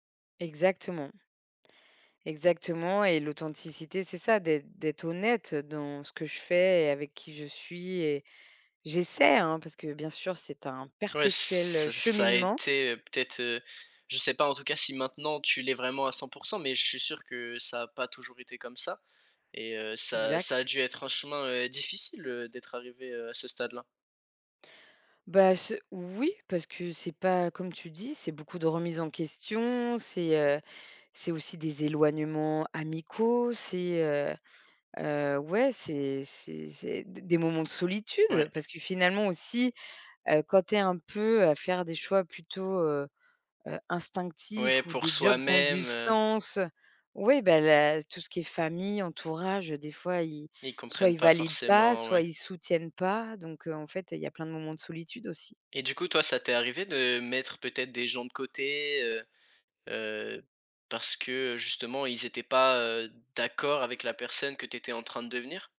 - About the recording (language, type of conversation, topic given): French, podcast, Comment fais-tu pour rester fidèle à toi-même ?
- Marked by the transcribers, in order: drawn out: "ç"; other background noise; tapping